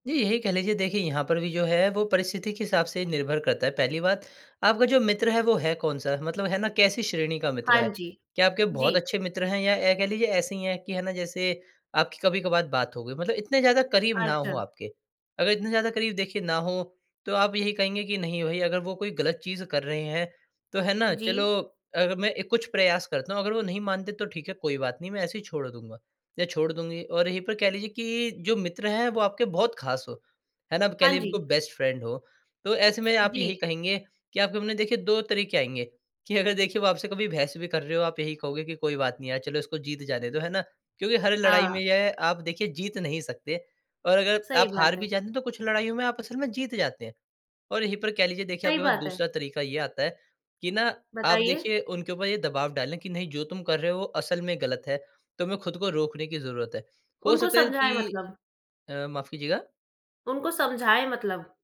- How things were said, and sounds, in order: in English: "बेस्ट फ्रेंड"
- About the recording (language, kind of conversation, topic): Hindi, podcast, खुशी और सफलता में तुम किसे प्राथमिकता देते हो?